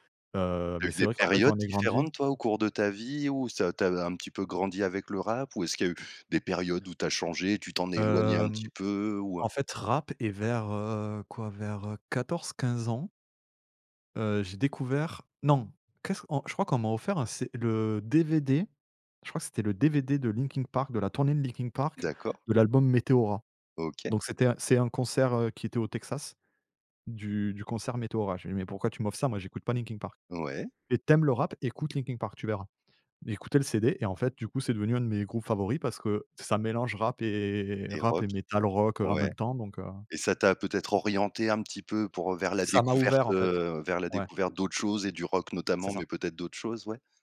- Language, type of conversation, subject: French, podcast, Comment tes goûts musicaux ont-ils évolué avec le temps ?
- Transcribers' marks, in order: other background noise